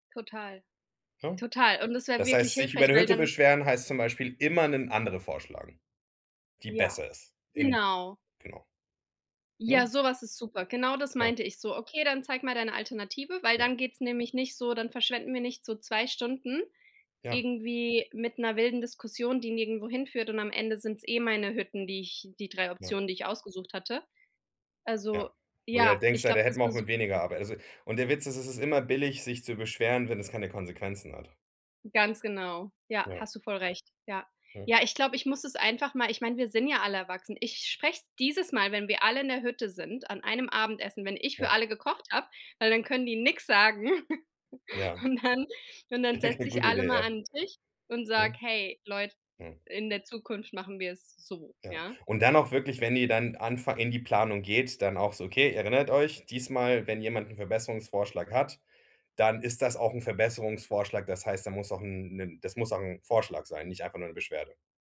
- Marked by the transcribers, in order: stressed: "immer"; other noise; joyful: "nix sagen"; laugh; laughing while speaking: "Und dann"; laughing while speaking: "Ja, g gute Idee"
- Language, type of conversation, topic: German, advice, Wie kann ich eine Reise so planen, dass ich mich dabei nicht gestresst fühle?